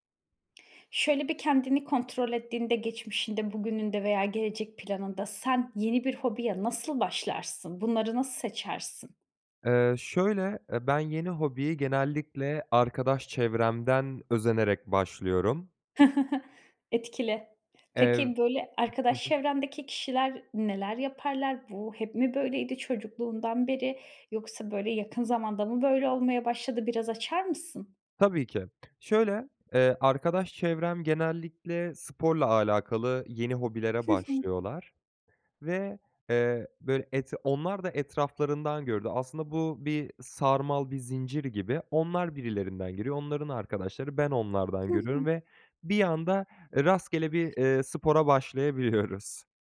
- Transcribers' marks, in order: chuckle; other background noise; "alakalı" said as "ağlakalı"; laughing while speaking: "başlayabiliyoruz"
- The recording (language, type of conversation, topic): Turkish, podcast, Yeni bir hobiye nasıl başlarsınız?